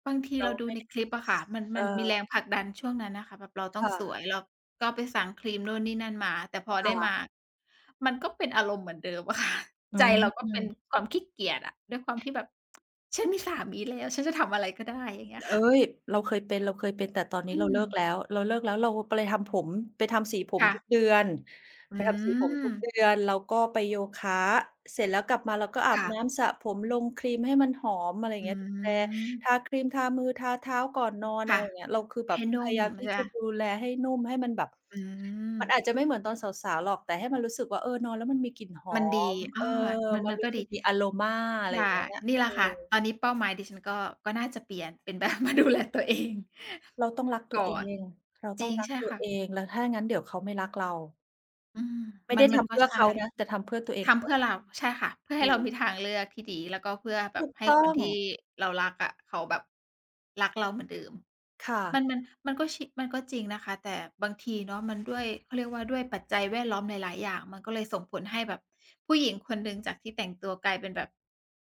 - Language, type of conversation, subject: Thai, unstructured, เป้าหมายที่สำคัญที่สุดในชีวิตของคุณคืออะไร?
- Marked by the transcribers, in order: other background noise; laughing while speaking: "ค่ะ"; tapping; laughing while speaking: "แบบมาดูแล"; chuckle